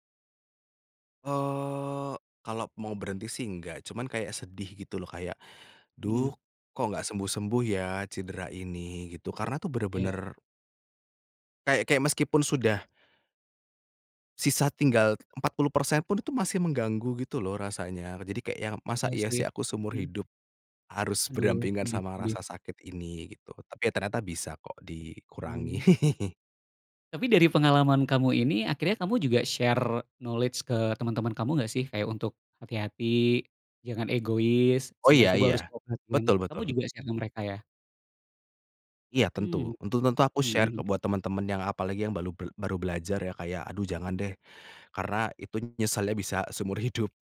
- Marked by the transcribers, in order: tapping; chuckle; in English: "share knowledge"; in English: "share"; in English: "share"
- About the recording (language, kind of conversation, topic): Indonesian, podcast, Pernahkah kamu mengabaikan sinyal dari tubuhmu lalu menyesal?